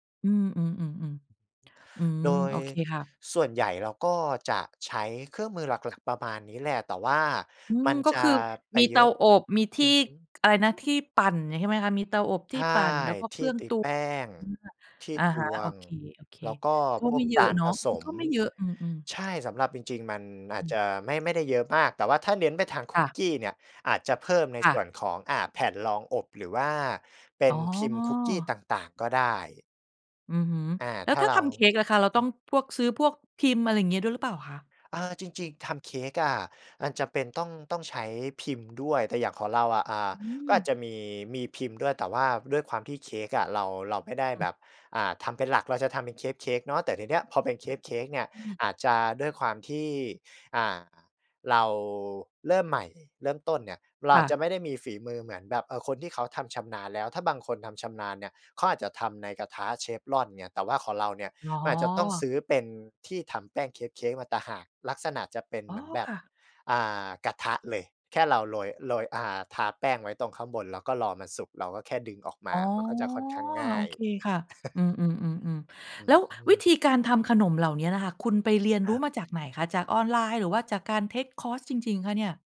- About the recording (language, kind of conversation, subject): Thai, podcast, มีเคล็ดลับอะไรบ้างสำหรับคนที่เพิ่งเริ่มต้น?
- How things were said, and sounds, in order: other background noise; unintelligible speech; unintelligible speech; background speech; "Teflon" said as "เชฟล่อน"; drawn out: "อ๋อ"; chuckle; in English: "เทกคอร์ส"